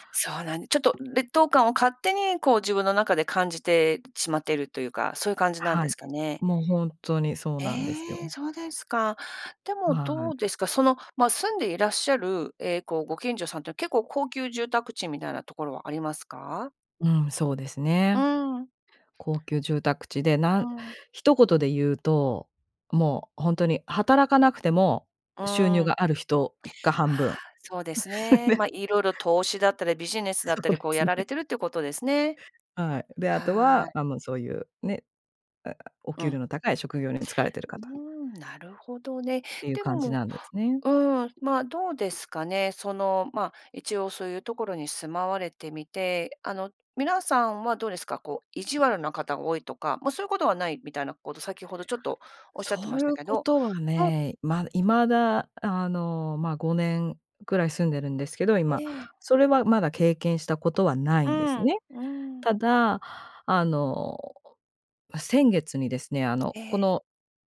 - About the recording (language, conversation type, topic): Japanese, advice, 友人と生活を比べられて焦る気持ちをどう整理すればいいですか？
- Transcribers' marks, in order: laugh; laughing while speaking: "そうですね"; other background noise